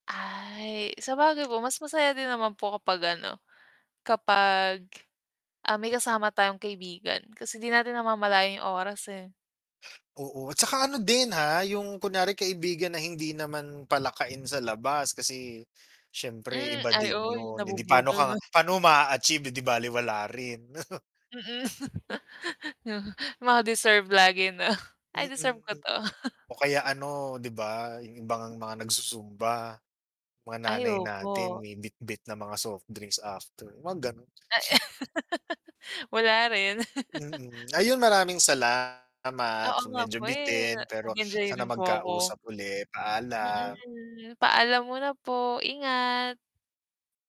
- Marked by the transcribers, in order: mechanical hum; distorted speech; chuckle; laugh; chuckle; laugh; snort; chuckle; static
- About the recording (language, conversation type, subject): Filipino, unstructured, Bakit may mga taong mas madaling pumayat kaysa sa iba?